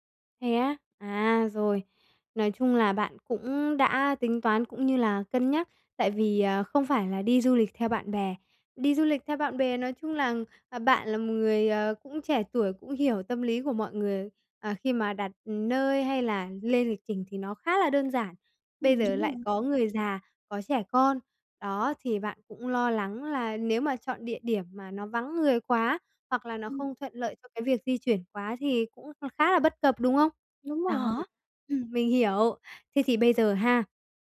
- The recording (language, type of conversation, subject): Vietnamese, advice, Làm sao để bớt lo lắng khi đi du lịch xa?
- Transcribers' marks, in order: tapping